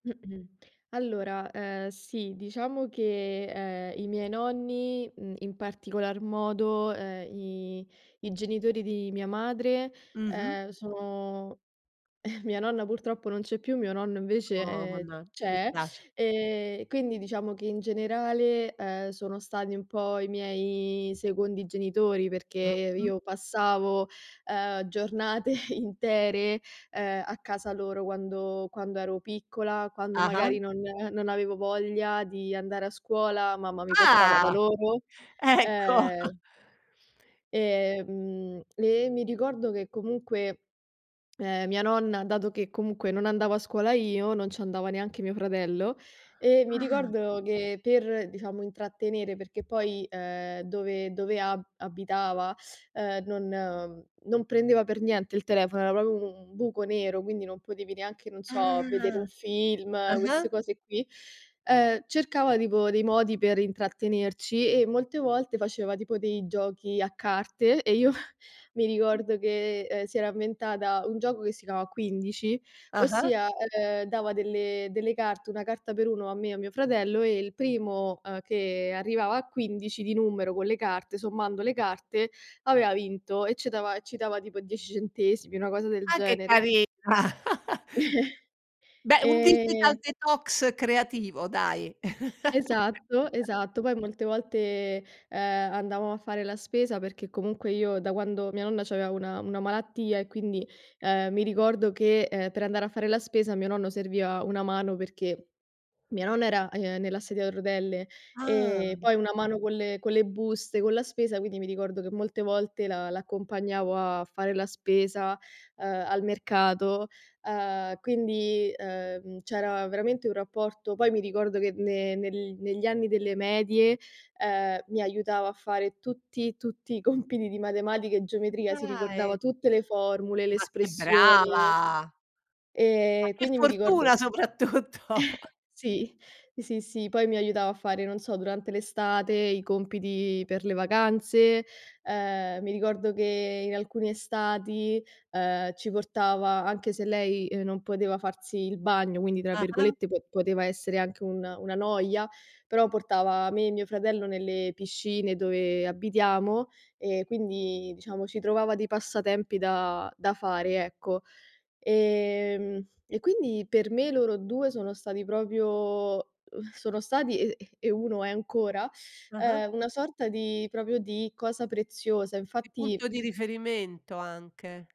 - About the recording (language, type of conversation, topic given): Italian, podcast, Che ruolo hanno avuto i tuoi nonni durante la tua crescita?
- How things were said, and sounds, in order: throat clearing; chuckle; tapping; drawn out: "miei"; chuckle; drawn out: "Ah!"; laughing while speaking: "Ecco"; chuckle; other background noise; "proprio" said as "propo"; drawn out: "Ah!"; chuckle; chuckle; in English: "digital detox"; chuckle; drawn out: "Ah!"; laughing while speaking: "compiti"; laughing while speaking: "soprattutto!"; chuckle; "proprio" said as "propio"